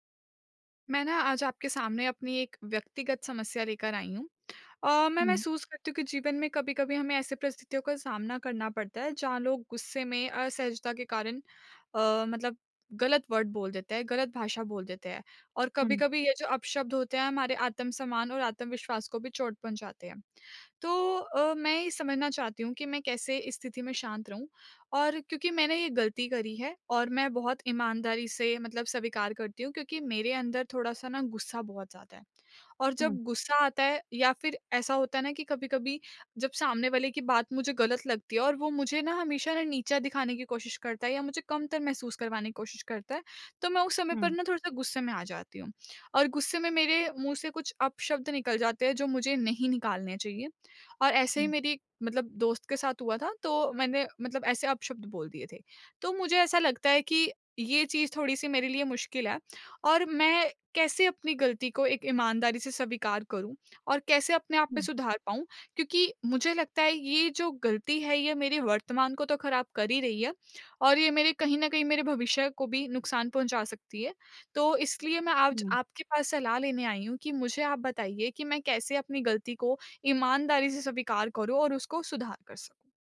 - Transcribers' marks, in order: in English: "वर्ड"
- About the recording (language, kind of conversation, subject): Hindi, advice, मैं अपनी गलती ईमानदारी से कैसे स्वीकार करूँ और उसे कैसे सुधारूँ?